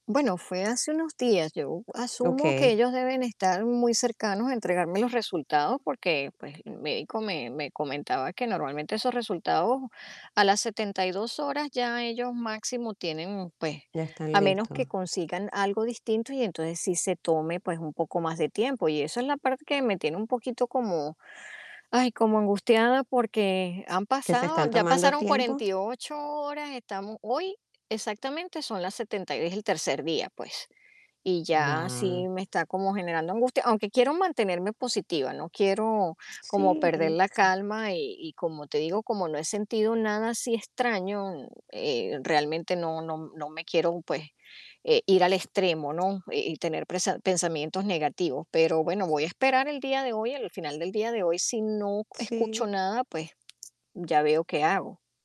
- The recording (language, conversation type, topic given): Spanish, advice, ¿Cómo te sientes mientras esperas resultados médicos importantes?
- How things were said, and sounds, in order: tapping; distorted speech; other background noise